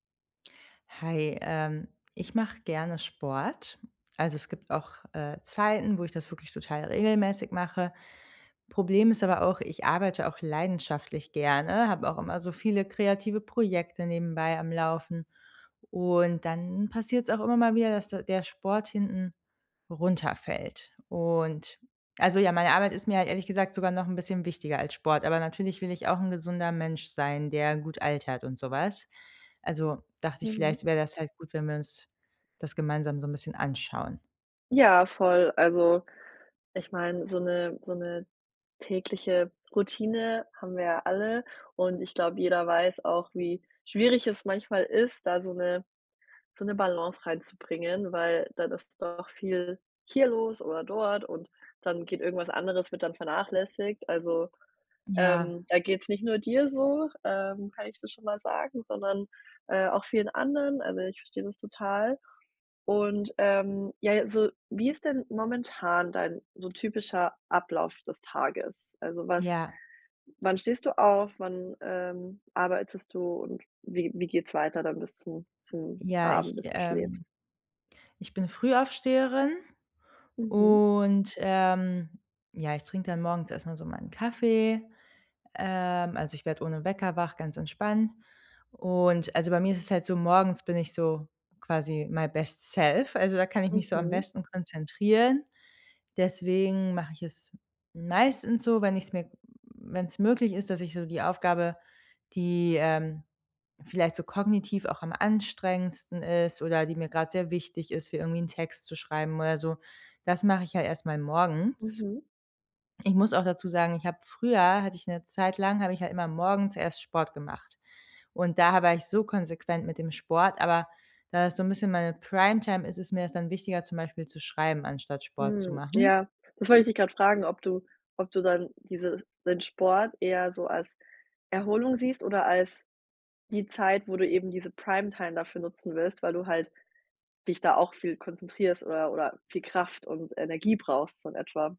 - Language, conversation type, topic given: German, advice, Wie sieht eine ausgewogene Tagesroutine für eine gute Lebensbalance aus?
- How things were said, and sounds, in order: in English: "my best self"